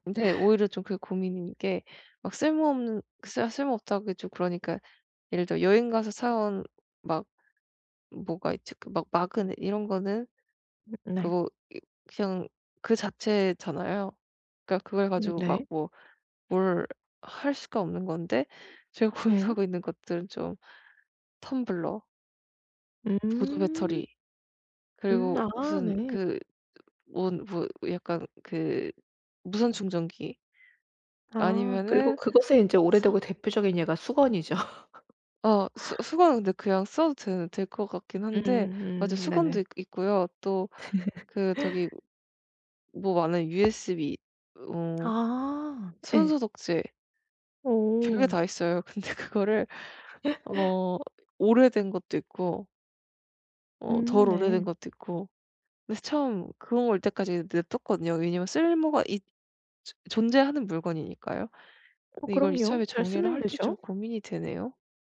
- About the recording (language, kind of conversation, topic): Korean, advice, 감정이 담긴 오래된 물건들을 이번에 어떻게 정리하면 좋을까요?
- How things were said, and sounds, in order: other background noise; laughing while speaking: "고민하고"; tapping; laughing while speaking: "수건이죠"; laugh; laughing while speaking: "근데 그거를"; laugh